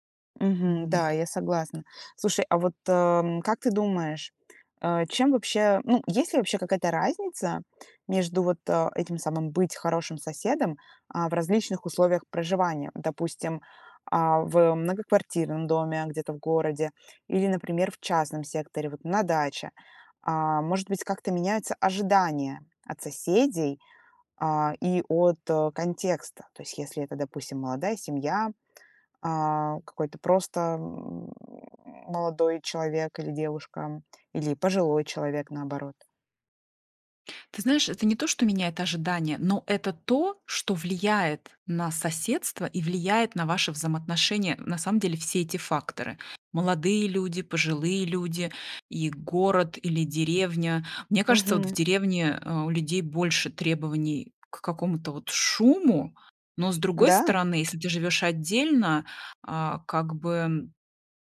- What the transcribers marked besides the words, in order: other noise; tapping
- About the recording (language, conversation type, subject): Russian, podcast, Что, по‑твоему, значит быть хорошим соседом?